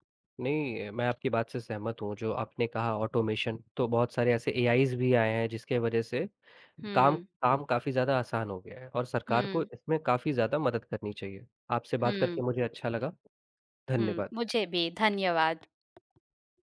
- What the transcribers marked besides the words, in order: in English: "ऑटोमेशन"; in English: "एआईज़"; tapping
- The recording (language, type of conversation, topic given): Hindi, unstructured, सरकार को रोजगार बढ़ाने के लिए कौन से कदम उठाने चाहिए?